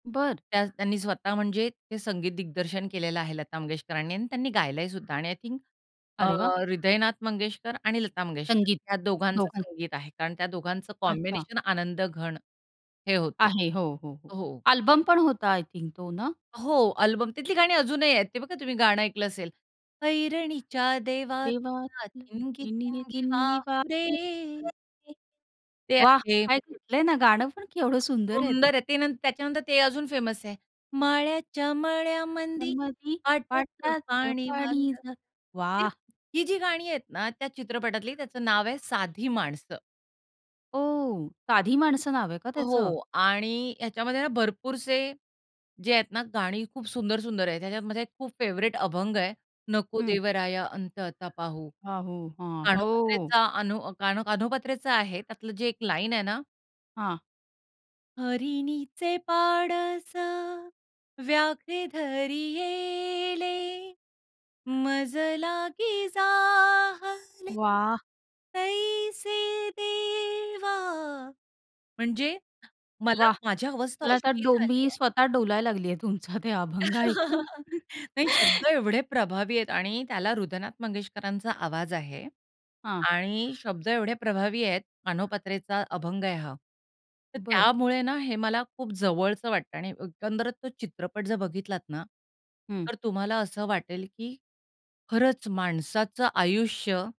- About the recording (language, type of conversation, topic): Marathi, podcast, जुने सिनेमे पुन्हा पाहिल्यावर तुम्हाला कसे वाटते?
- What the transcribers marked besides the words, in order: tapping; in English: "आय थिंक"; other background noise; in English: "कॉम्बिनेशन"; in English: "आय थिंक"; singing: "देवा ठिणगी ठिणगी वाहू दे"; singing: "ऐरणीच्या देवा तुला ठिणगी ठिणगी वाहू दे"; in English: "फेमस"; singing: "माळ्याच्या मळ्यामंदी पाटाचं पानी जातं"; singing: "मळ्यामंदी पाटाचं पानी जातं"; in English: "फेव्हरेट"; singing: "हरिणीचे पाडस व्याघ्रे धरियेले, मजलागी जाहले तैसे देवा"; laugh; laughing while speaking: "तुमचा ते अभंग ऐकून"; laugh; bird